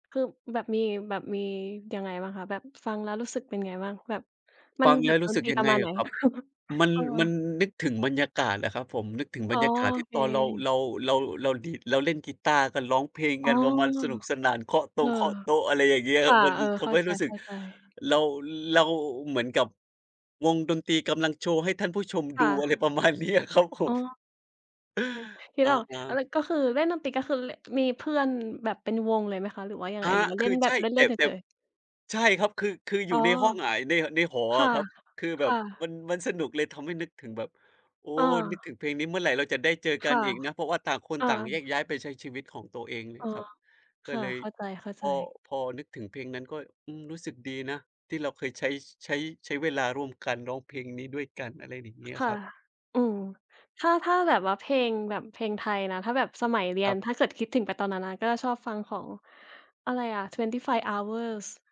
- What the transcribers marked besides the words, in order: chuckle; laughing while speaking: "อะไรประมาณเนี้ยครับผม"
- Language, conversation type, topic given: Thai, unstructured, เพลงไหนที่ฟังแล้วทำให้คุณนึกถึงความทรงจำดีๆ?